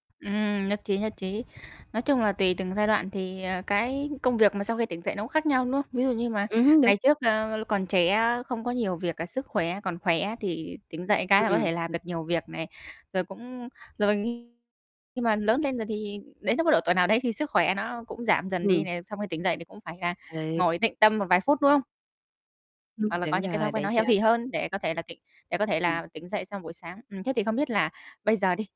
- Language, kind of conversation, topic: Vietnamese, podcast, Bạn thường làm gì đầu tiên ngay sau khi vừa tỉnh dậy?
- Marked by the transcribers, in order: other background noise; distorted speech; in English: "healthy"; tapping